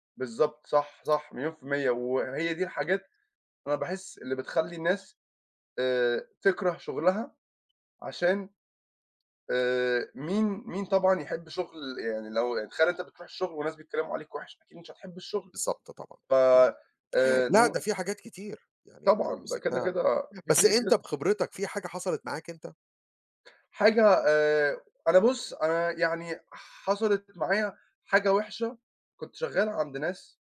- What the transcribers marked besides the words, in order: tapping; other background noise; unintelligible speech
- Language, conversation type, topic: Arabic, unstructured, إيه اللي بيخليك تحس بالسعادة في شغلك؟